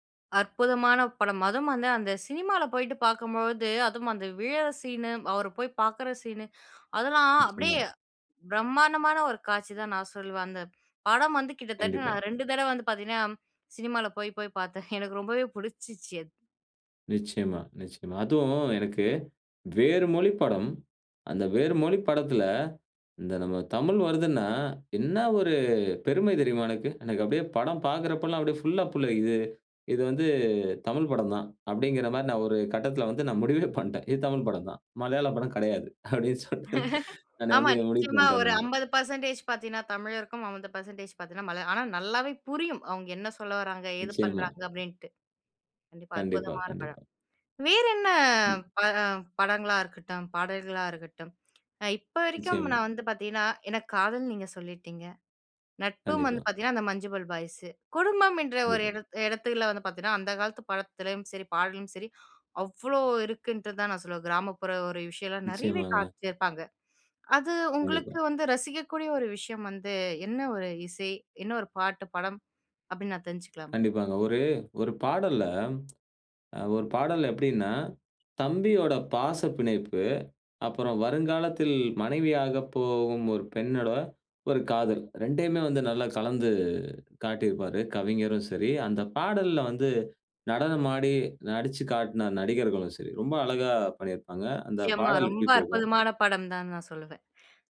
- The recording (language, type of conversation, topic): Tamil, podcast, வயது அதிகரிக்கும்போது இசை ரசனை எப்படி மாறுகிறது?
- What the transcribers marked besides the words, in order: "பார்க்கும்போது" said as "பார்க்கும்பொழுது"; inhale; laughing while speaking: "எனக்கு ரொம்பவே புடிச்சிச்சு"; other background noise; laughing while speaking: "நான் முடிவே பண்டன்"; "பண்ணிட்டேன்" said as "பண்டன்"; laughing while speaking: "அப்டின்னு சொல்ட்டு"; chuckle; "பண்ணிட்டேன்" said as "பண்டன்"; tongue click; breath; tsk; breath